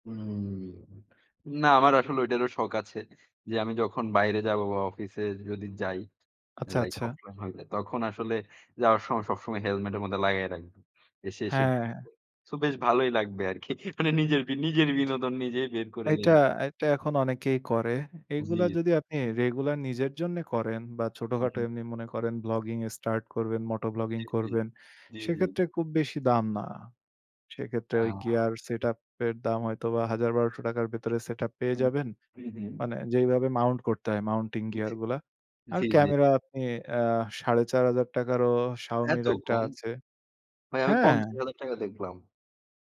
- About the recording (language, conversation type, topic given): Bengali, unstructured, স্বপ্ন পূরণের জন্য টাকা জমানোর অভিজ্ঞতা আপনার কেমন ছিল?
- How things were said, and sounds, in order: drawn out: "উম"; laughing while speaking: "আরকি। মানে নিজের বি নিজের বিনোদন নিজেই বের করে নেব"; tapping